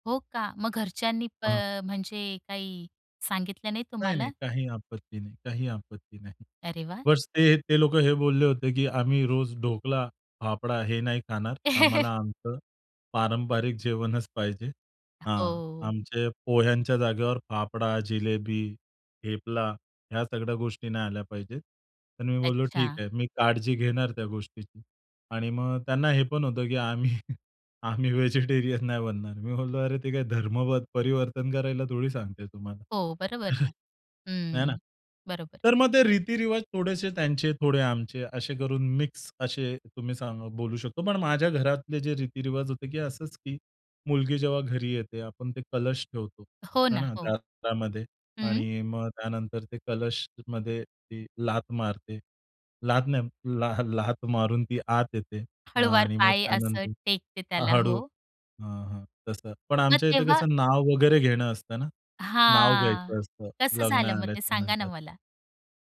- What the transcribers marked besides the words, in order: laugh; other background noise; chuckle; chuckle; chuckle
- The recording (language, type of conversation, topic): Marathi, podcast, लग्नाच्या दिवशीची आठवण सांगशील का?